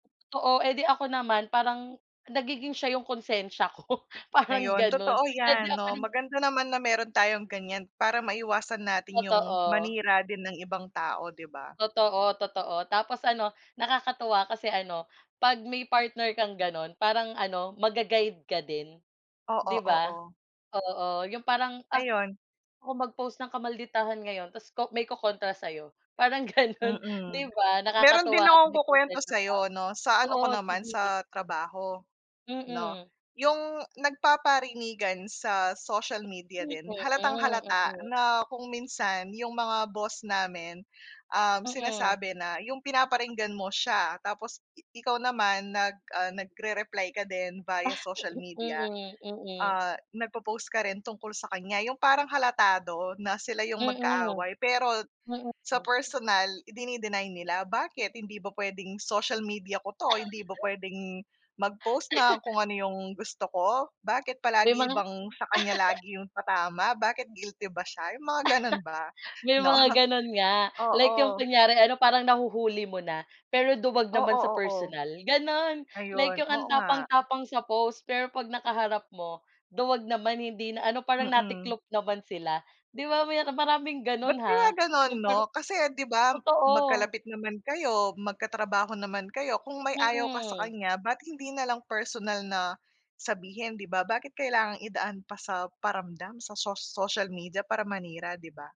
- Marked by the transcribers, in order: laughing while speaking: "ko"; tapping; laughing while speaking: "Parang gano'n"; unintelligible speech; chuckle; chuckle; chuckle; laughing while speaking: "No"
- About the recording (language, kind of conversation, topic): Filipino, unstructured, Ano ang masasabi mo sa mga taong gumagamit ng teknolohiya para siraan ang kapwa?